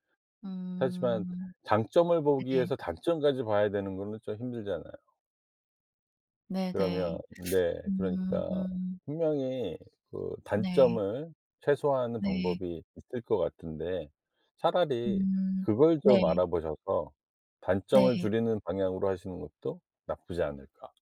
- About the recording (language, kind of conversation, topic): Korean, advice, 주변과 비교하다가 삶의 의미가 흔들릴 때, 어떤 생각이 드시나요?
- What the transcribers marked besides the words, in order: other background noise